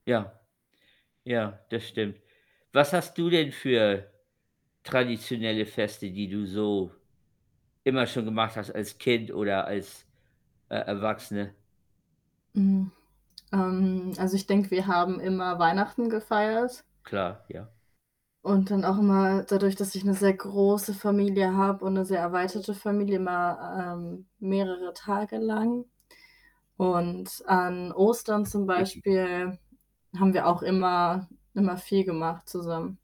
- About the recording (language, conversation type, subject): German, unstructured, Wie feierst du traditionelle Feste am liebsten?
- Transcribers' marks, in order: static; other background noise; unintelligible speech; unintelligible speech